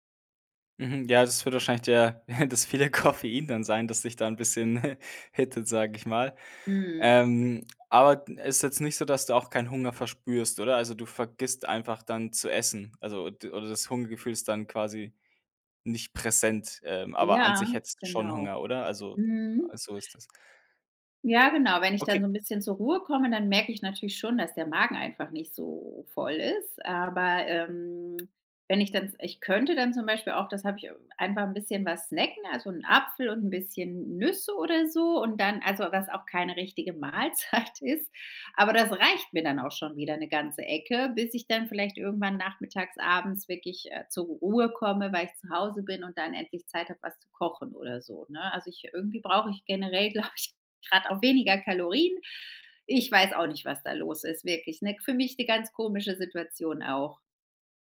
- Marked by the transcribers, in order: chuckle; laughing while speaking: "das viele Koffein dann sein"; chuckle; in English: "hittet"; drawn out: "so"; laughing while speaking: "Mahlzeit"; laughing while speaking: "ich"
- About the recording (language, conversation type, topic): German, advice, Wie kann ich meine Essgewohnheiten und meinen Koffeinkonsum unter Stress besser kontrollieren?